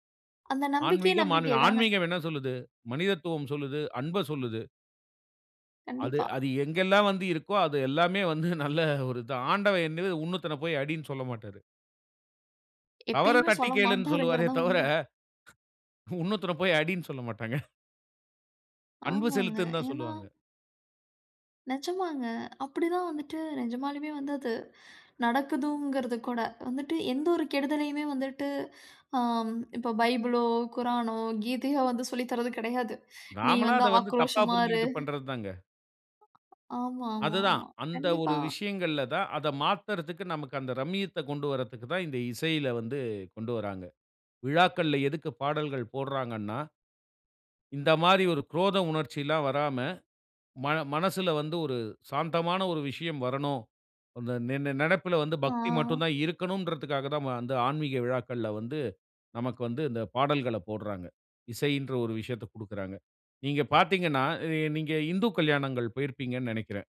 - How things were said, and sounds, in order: laughing while speaking: "வந்து நல்ல"; laughing while speaking: "உன்னொருத்தன போய் அடின்னு சொல்ல மாட்டாங்க"; other noise
- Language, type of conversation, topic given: Tamil, podcast, மத மற்றும் ஆன்மீக விழாக்களில் இசை உங்களை எவ்வாறு மாற்றியுள்ளது?